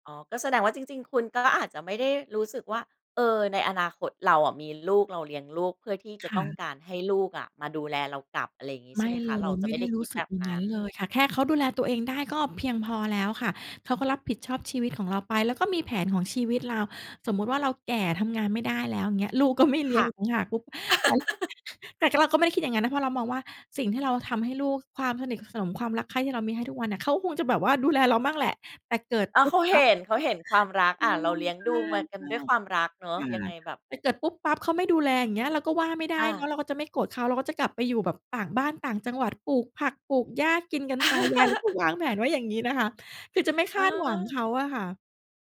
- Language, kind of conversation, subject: Thai, podcast, คุณวัดความสำเร็จในชีวิตยังไงบ้าง?
- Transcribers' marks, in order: laughing while speaking: "ลูกก็ไม่เลี้ยงอีกต่างหาก"; laugh; unintelligible speech; chuckle; other noise; laugh